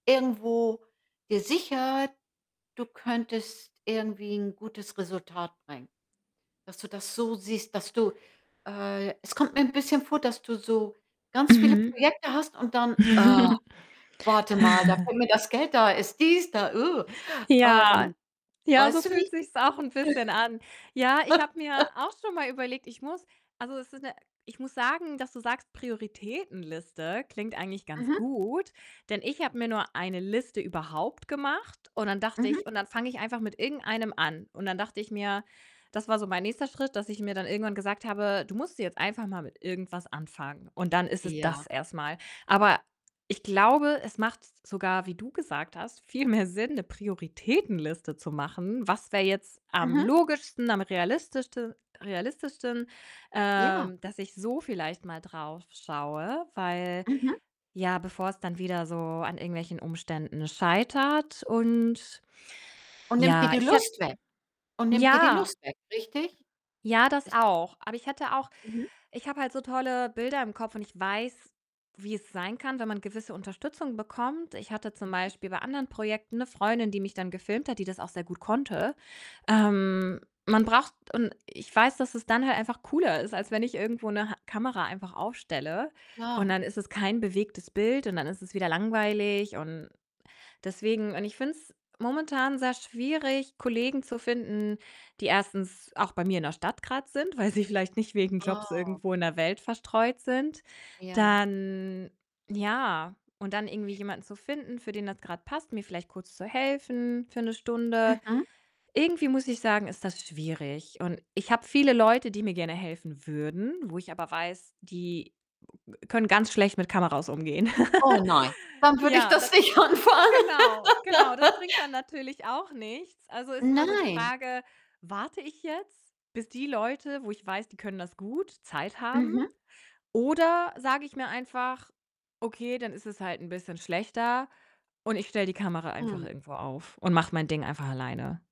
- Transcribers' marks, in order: other background noise; distorted speech; chuckle; other noise; chuckle; laughing while speaking: "mehr Sinn"; stressed: "Prioritätenliste"; laughing while speaking: "weil sie vielleicht"; chuckle; laughing while speaking: "nicht anfangen"; laugh
- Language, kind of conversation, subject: German, advice, Warum lässt meine Anfangsmotivation so schnell nach, dass ich Projekte nach wenigen Tagen abbreche?